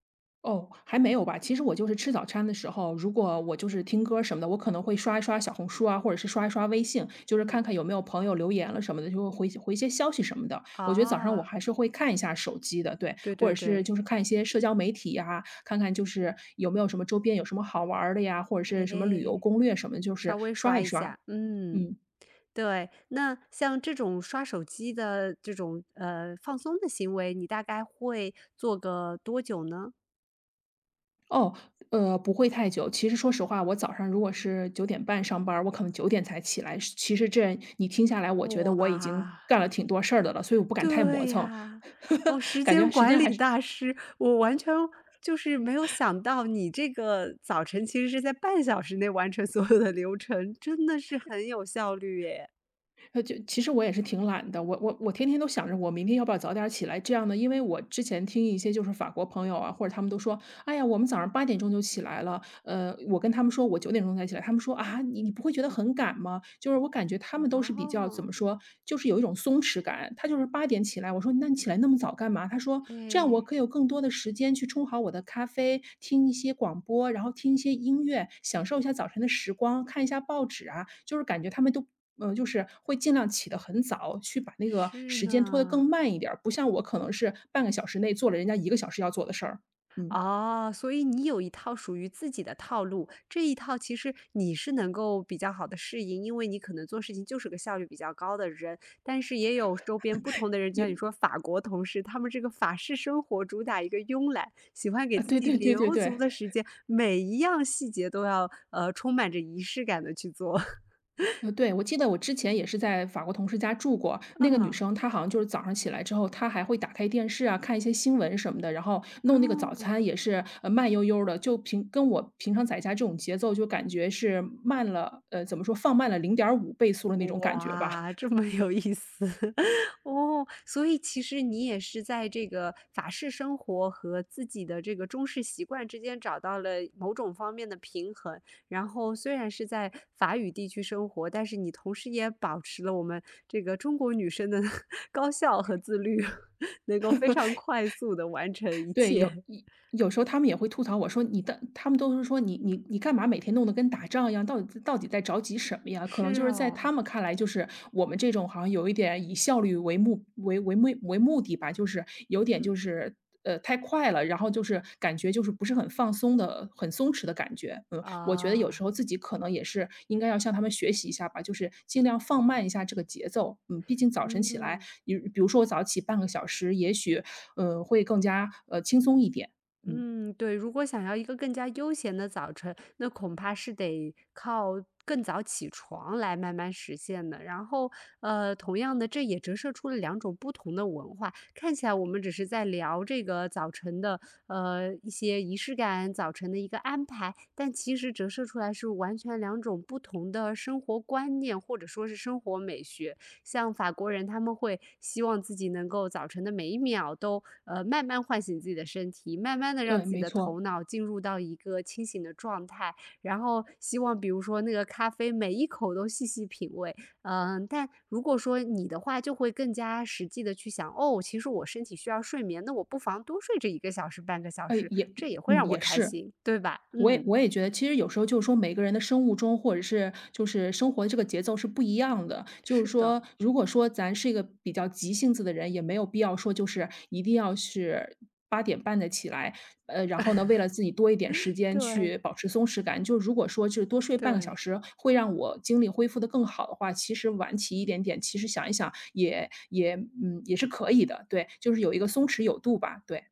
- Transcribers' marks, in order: "早餐" said as "找掺"; tapping; laugh; laughing while speaking: "所有的流程"; chuckle; chuckle; chuckle; chuckle; laughing while speaking: "这么有意思"; chuckle; chuckle; laugh; laughing while speaking: "快速地完成一切"; chuckle; chuckle
- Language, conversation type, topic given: Chinese, podcast, 你早上通常是怎么开始新一天的？